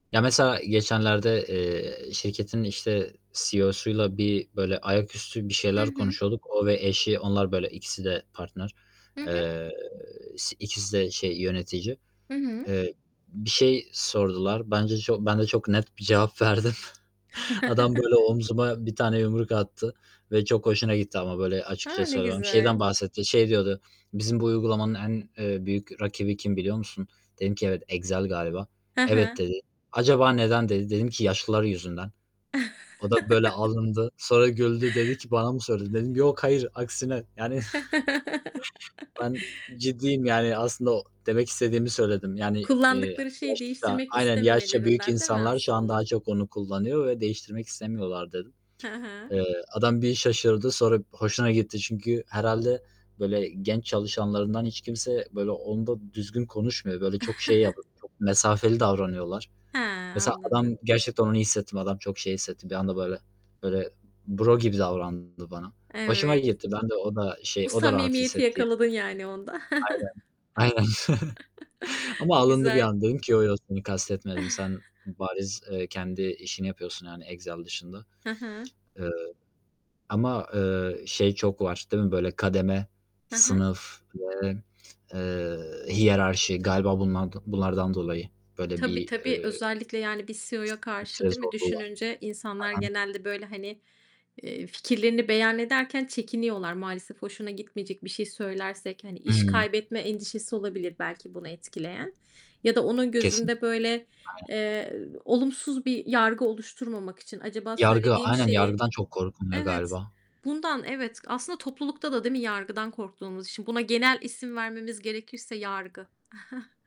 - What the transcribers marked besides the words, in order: static; other background noise; chuckle; distorted speech; chuckle; chuckle; tapping; chuckle; chuckle; in English: "bro"; chuckle; chuckle; unintelligible speech; "korkuluyor" said as "korkunuluyor"; chuckle
- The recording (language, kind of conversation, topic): Turkish, unstructured, Topluluk içinde gerçek benliğimizi göstermemiz neden zor olabilir?